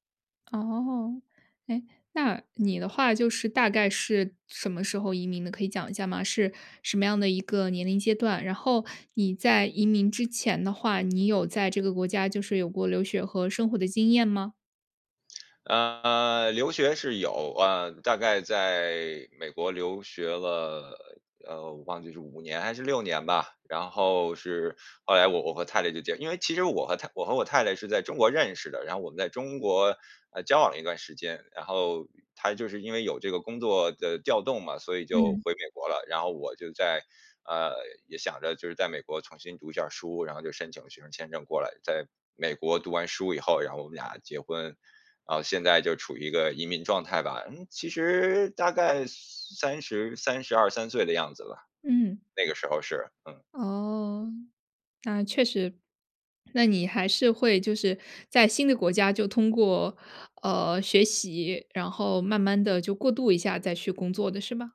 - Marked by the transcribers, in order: none
- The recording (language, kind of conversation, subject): Chinese, podcast, 移民后你最难适应的是什么？